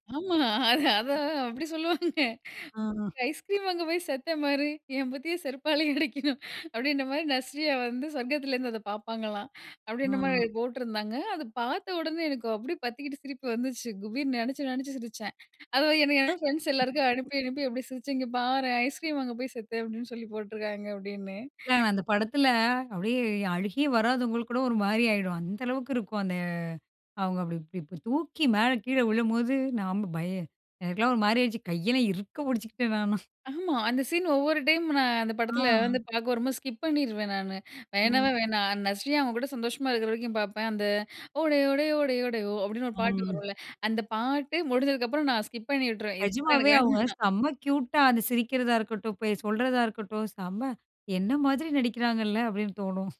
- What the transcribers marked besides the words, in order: laughing while speaking: "அது அத அப்பிடி சொல்லுவாங்க"; other noise; chuckle; other background noise; in English: "ஸ்கிப்"; in English: "ஸ்கிப்"; snort
- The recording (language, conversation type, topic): Tamil, podcast, உங்களுக்கு பிடித்த ஒரு திரைப்படப் பார்வை அனுபவத்தைப் பகிர முடியுமா?